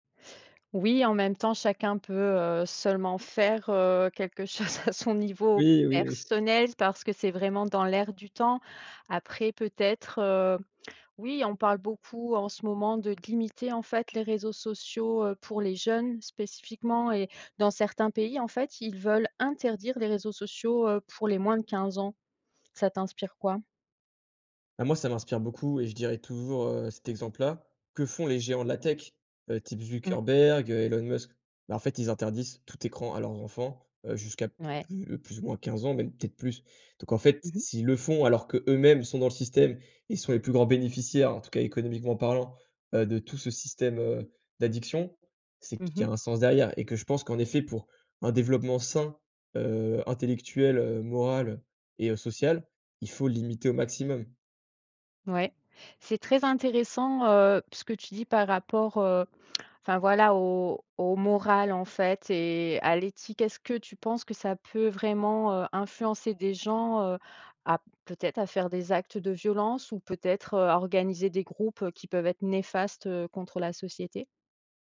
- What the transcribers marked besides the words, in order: laughing while speaking: "chose"; tapping; "de limiter" said as "dlimiter"
- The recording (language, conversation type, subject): French, podcast, Comment t’organises-tu pour faire une pause numérique ?